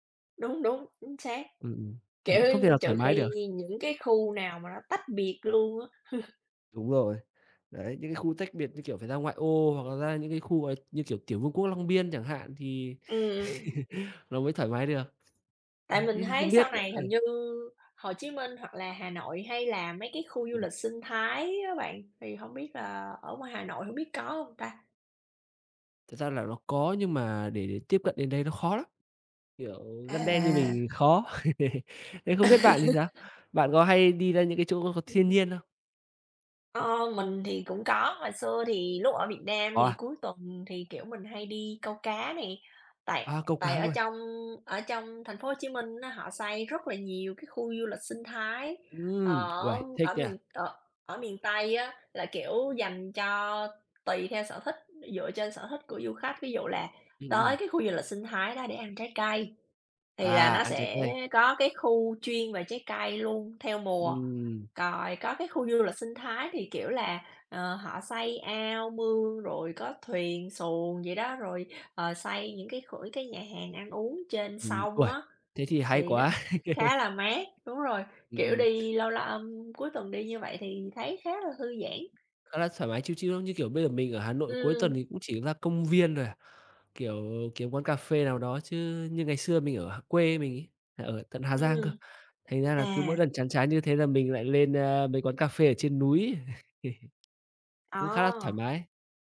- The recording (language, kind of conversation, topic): Vietnamese, unstructured, Thiên nhiên đã giúp bạn thư giãn trong cuộc sống như thế nào?
- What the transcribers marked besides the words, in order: laughing while speaking: "Kiểu"; other background noise; chuckle; tapping; chuckle; chuckle; laugh; laugh; in English: "chill, chill"; chuckle